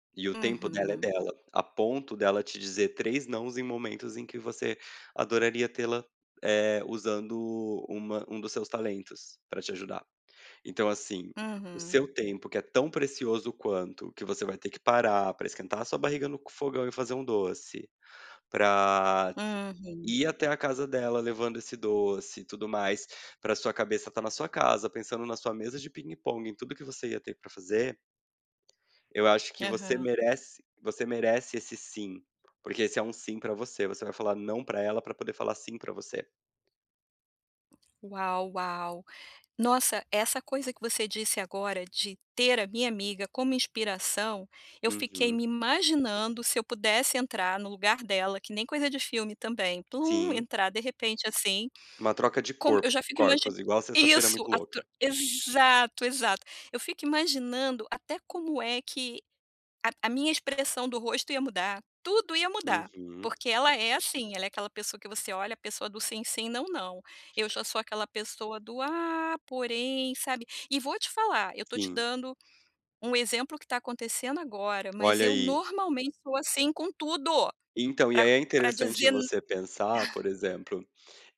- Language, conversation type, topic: Portuguese, advice, Como posso recusar convites sem me sentir culpado?
- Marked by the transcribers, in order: tapping; stressed: "tudo"; chuckle